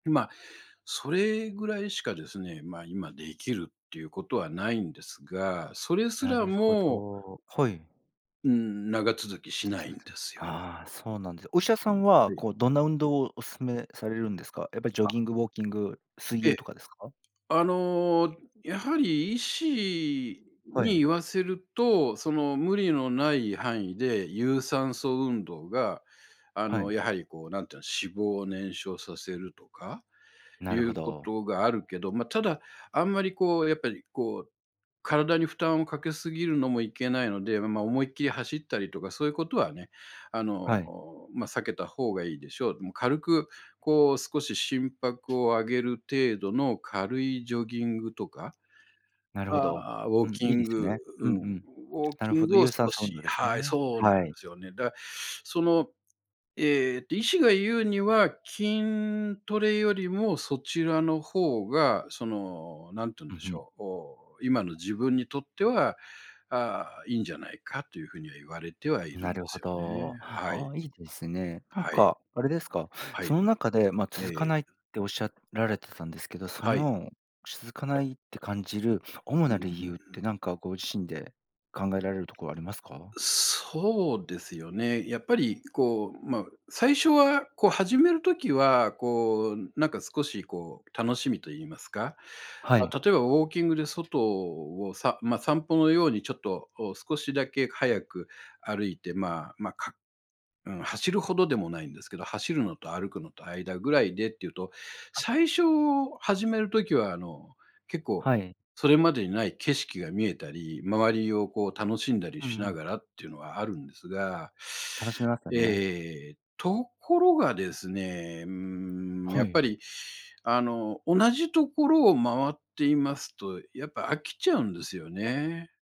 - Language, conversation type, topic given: Japanese, advice, 運動が続かない状況を改善するには、どうすればいいですか？
- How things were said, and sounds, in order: unintelligible speech; tapping; other background noise